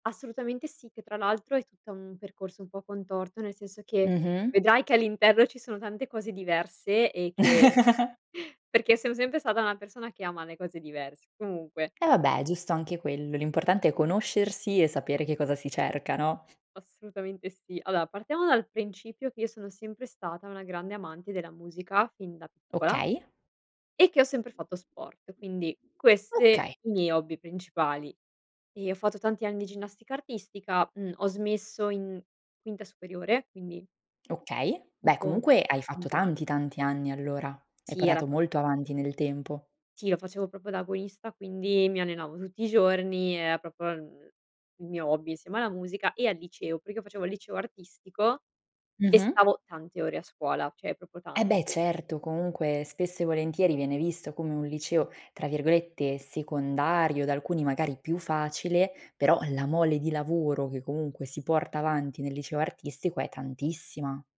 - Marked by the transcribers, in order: chuckle; other background noise; "Allora" said as "alloa"; "proprio" said as "propo"; "cioè" said as "ceh"
- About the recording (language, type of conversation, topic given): Italian, podcast, Come capisci quando vale davvero la pena correre un rischio?